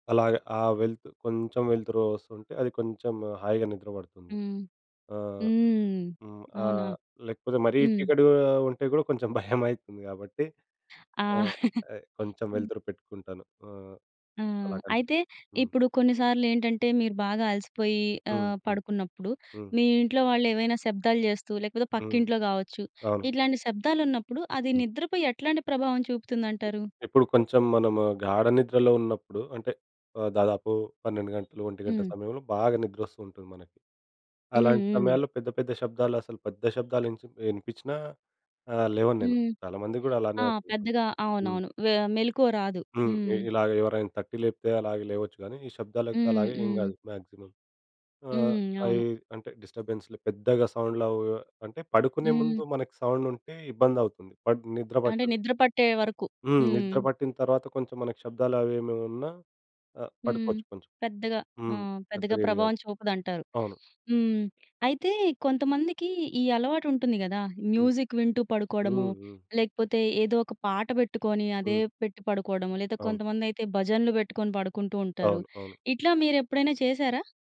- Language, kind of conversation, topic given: Telugu, podcast, రాత్రి బాగా నిద్రపోవడానికి మీకు ఎలాంటి వెలుతురు మరియు శబ్ద వాతావరణం ఇష్టం?
- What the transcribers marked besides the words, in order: other background noise; chuckle; tapping; in English: "మాక్సిమం"; in English: "డిస్టర్బెన్స్‌లు"; in English: "బట్"; sniff; in English: "మ్యూజిక్"